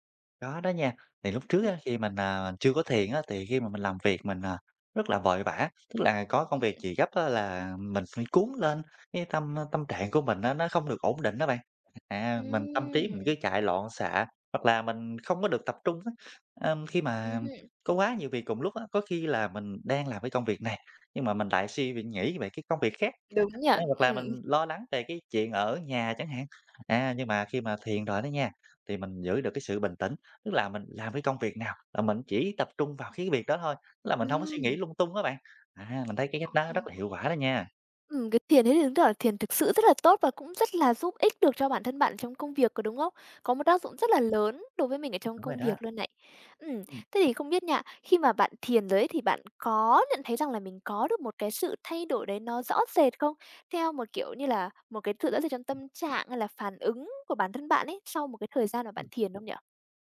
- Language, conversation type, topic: Vietnamese, podcast, Thiền giúp bạn quản lý căng thẳng như thế nào?
- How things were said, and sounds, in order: other background noise; drawn out: "Ừm!"; chuckle; tapping